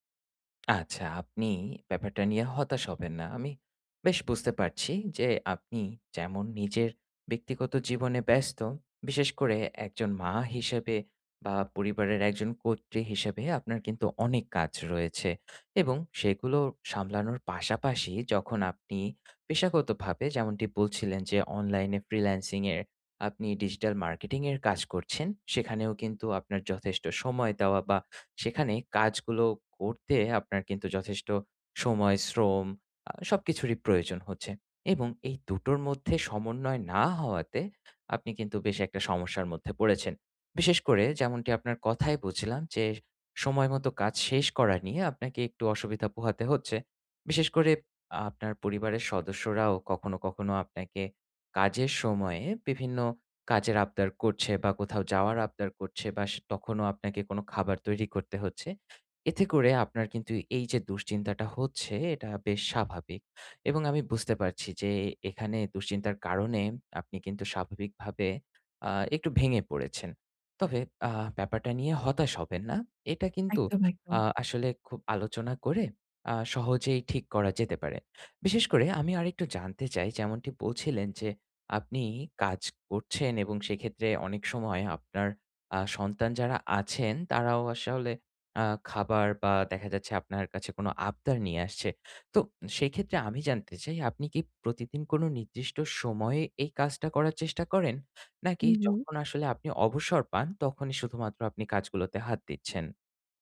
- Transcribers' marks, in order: tapping; in English: "ফ্রিল্যান্সিং"; lip smack; lip smack; lip smack; "আসলে" said as "আসাওলে"
- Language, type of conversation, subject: Bengali, advice, পরিকল্পনায় হঠাৎ ব্যস্ততা বা বাধা এলে আমি কীভাবে সামলাব?